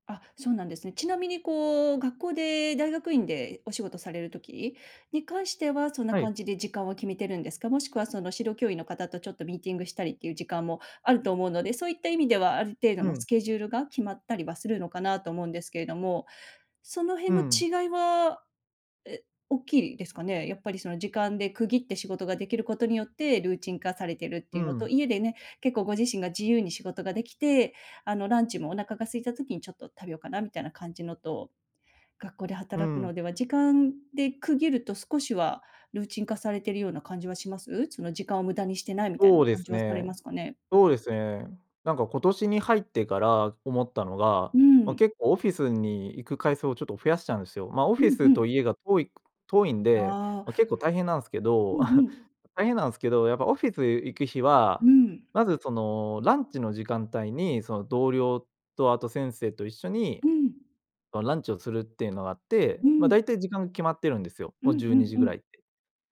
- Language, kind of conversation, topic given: Japanese, advice, ルーチンがなくて時間を無駄にしていると感じるのはなぜですか？
- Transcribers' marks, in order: chuckle